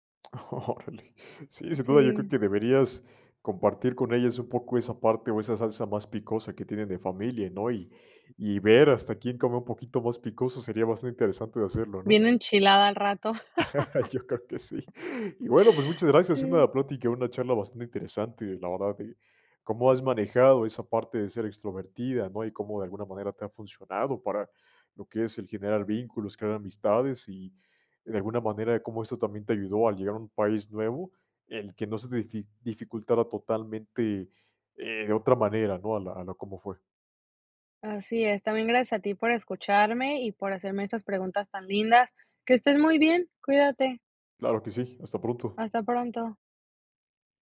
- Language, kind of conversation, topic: Spanish, podcast, ¿Cómo rompes el hielo con desconocidos que podrían convertirse en amigos?
- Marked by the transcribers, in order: laughing while speaking: "Órale"; laughing while speaking: "Yo creo que sí"; gasp; laugh; other background noise